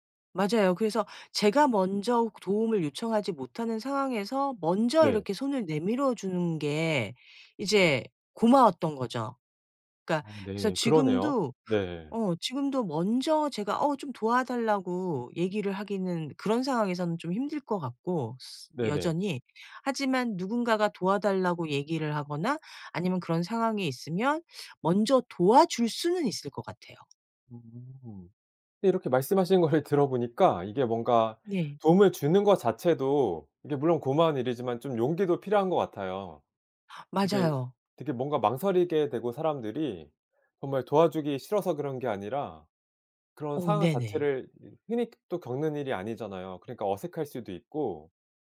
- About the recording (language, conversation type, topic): Korean, podcast, 위기에서 누군가 도와준 일이 있었나요?
- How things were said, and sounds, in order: other background noise